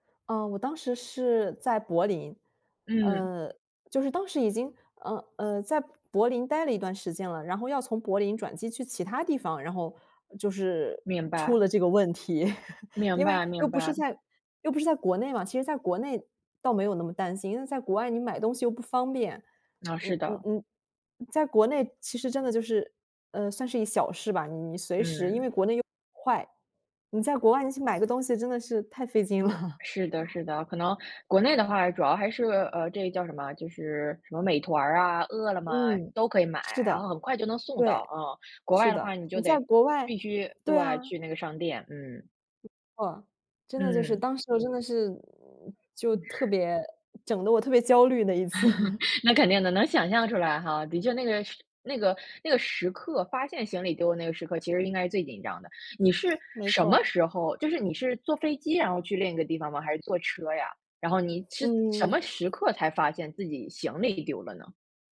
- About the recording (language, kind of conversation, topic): Chinese, podcast, 你有没有在旅途中遇到过行李丢失的尴尬经历？
- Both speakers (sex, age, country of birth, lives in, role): female, 30-34, China, Germany, guest; female, 35-39, China, United States, host
- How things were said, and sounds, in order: chuckle; chuckle; laughing while speaking: "嗯"; chuckle; laughing while speaking: "次"